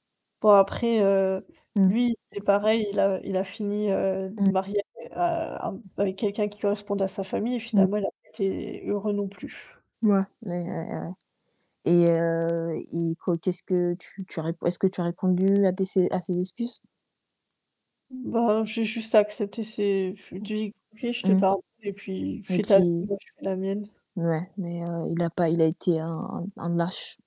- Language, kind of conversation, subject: French, unstructured, La gestion des attentes familiales est-elle plus délicate dans une amitié ou dans une relation amoureuse ?
- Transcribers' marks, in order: static; distorted speech; other noise; mechanical hum; tapping